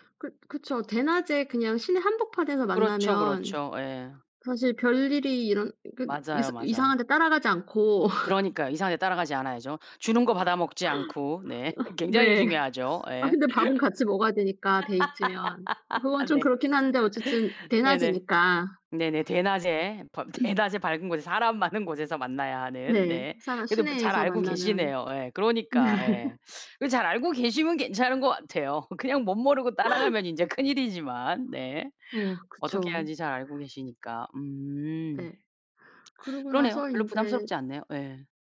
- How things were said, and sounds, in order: laugh; laugh; laugh; laughing while speaking: "대낮에 밝은 곳에 사람 많은 곳에서"; throat clearing; teeth sucking; laugh
- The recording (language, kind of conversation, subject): Korean, podcast, 새로운 도시로 이사했을 때 사람들은 어떻게 만나나요?